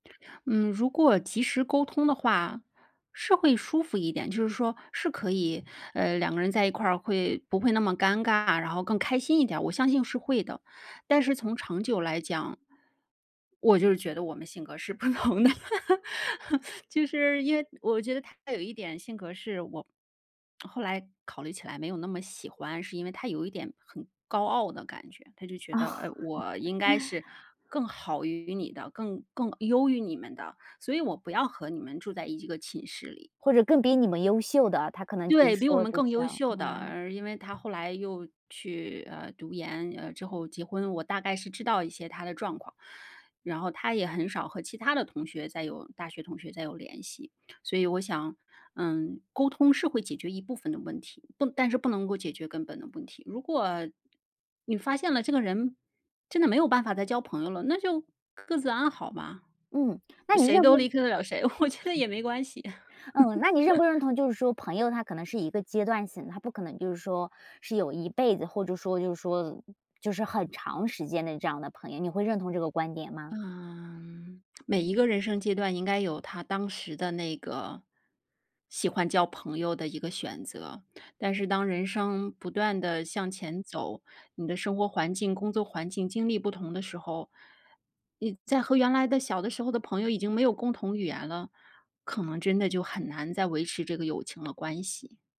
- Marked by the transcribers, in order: laughing while speaking: "不同的"; laugh; laughing while speaking: "哦"; laugh; laughing while speaking: "我觉得也没关系"; laugh
- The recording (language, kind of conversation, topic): Chinese, podcast, 你能分享一次你和朋友闹翻后又和好的经历吗？